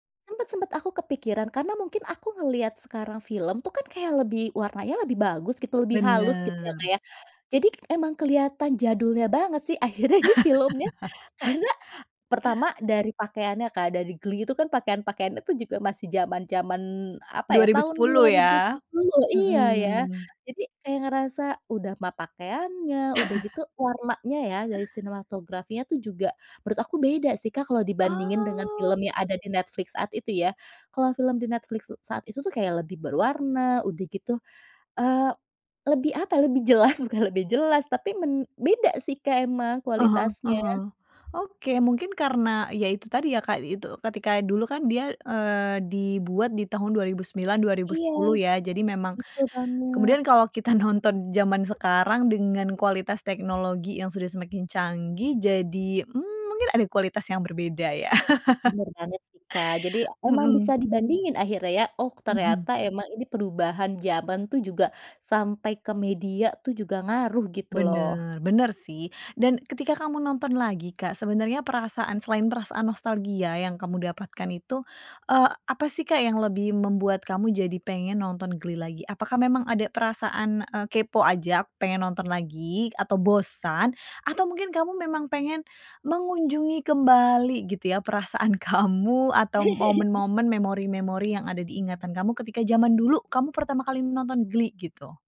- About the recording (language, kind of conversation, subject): Indonesian, podcast, Bagaimana pengalaman kamu menemukan kembali serial televisi lama di layanan streaming?
- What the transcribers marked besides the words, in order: chuckle; laughing while speaking: "karena"; chuckle; laughing while speaking: "nonton"; chuckle; laughing while speaking: "kamu"; chuckle